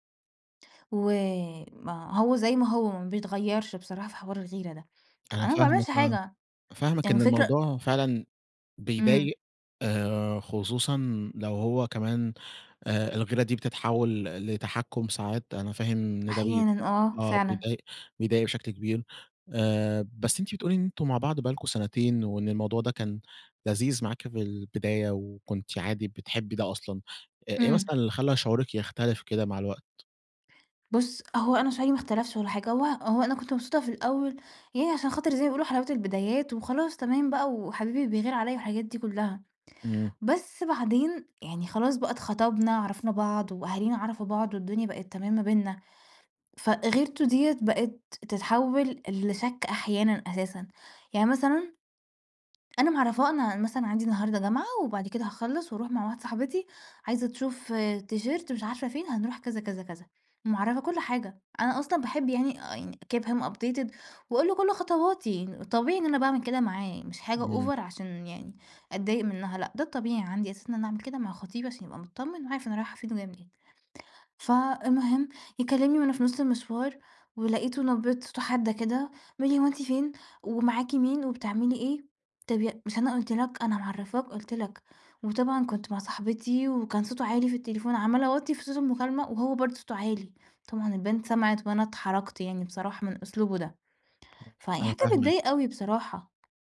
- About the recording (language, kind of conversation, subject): Arabic, advice, ازاي الغيرة الزيادة أثرت على علاقتك؟
- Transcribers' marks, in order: tapping; in English: "تيشيرت"; in English: "give him updated"; in English: "over"